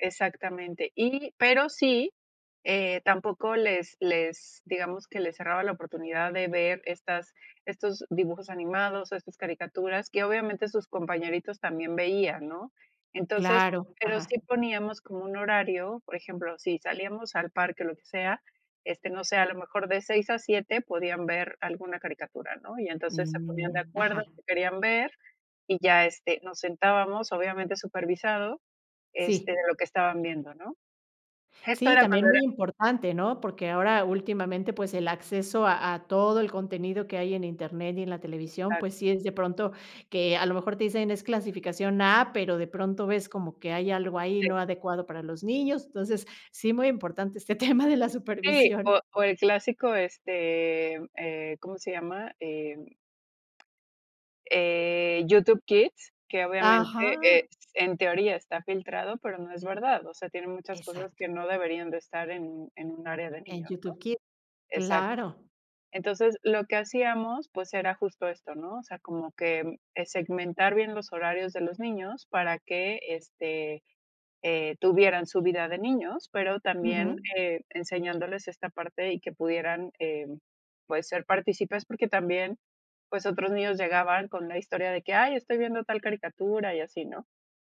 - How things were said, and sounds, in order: laughing while speaking: "tema"; tapping
- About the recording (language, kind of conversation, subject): Spanish, podcast, ¿Cómo controlas el uso de pantallas con niños en casa?